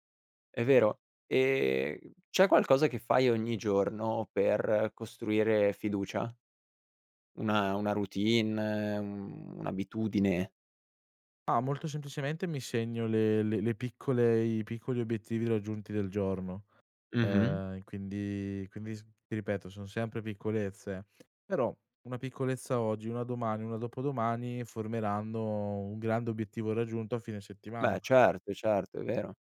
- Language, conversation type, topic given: Italian, podcast, Come costruisci la fiducia in te stesso, giorno dopo giorno?
- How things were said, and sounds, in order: other background noise